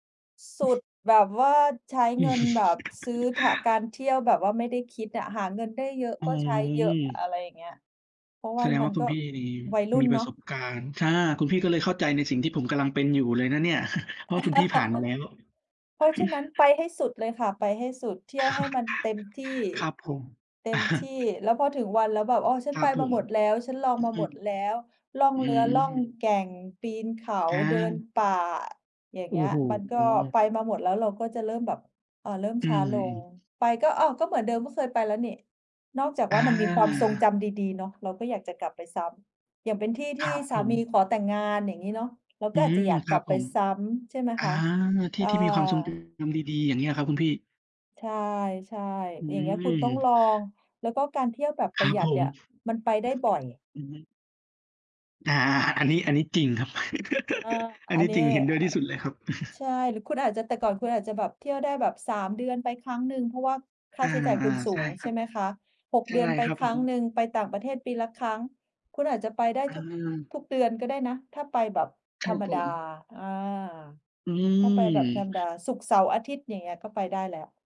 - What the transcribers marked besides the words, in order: chuckle; giggle; chuckle; chuckle; other background noise; tapping; giggle; chuckle
- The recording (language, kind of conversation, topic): Thai, unstructured, คุณคิดว่าอะไรทำให้การเที่ยวแบบประหยัดดูน่าเบื่อหรือไม่คุ้มค่า?